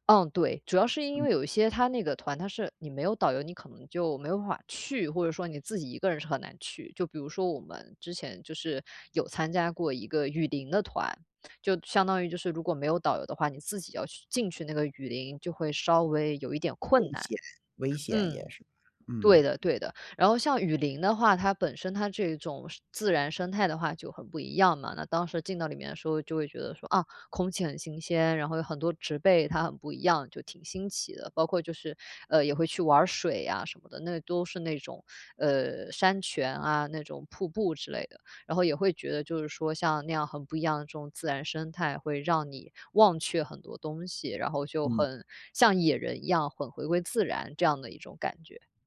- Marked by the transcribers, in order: none
- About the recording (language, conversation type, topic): Chinese, podcast, 在自然环境中放慢脚步有什么好处？